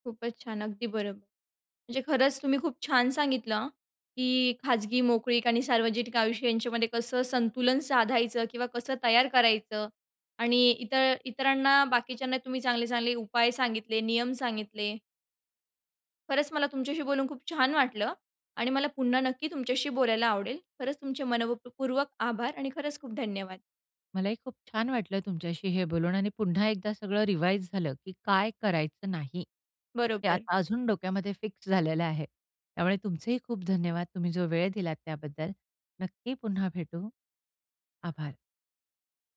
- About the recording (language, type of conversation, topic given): Marathi, podcast, त्यांची खाजगी मोकळीक आणि सार्वजनिक आयुष्य यांच्यात संतुलन कसं असावं?
- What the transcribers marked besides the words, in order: tapping; in English: "रिवाइज"